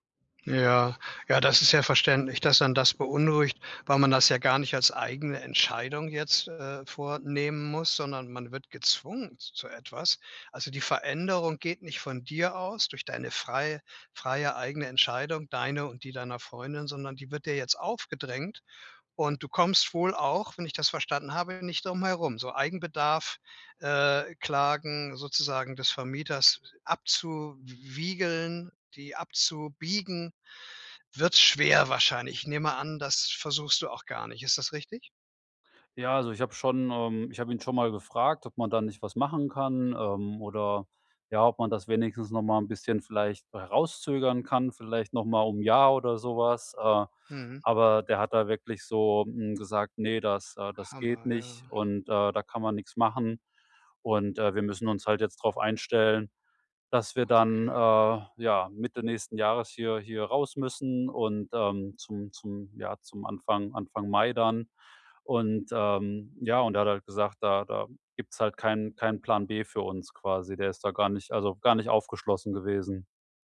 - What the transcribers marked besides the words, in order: other background noise
- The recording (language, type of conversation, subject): German, advice, Wie treffe ich große Entscheidungen, ohne Angst vor Veränderung und späterer Reue zu haben?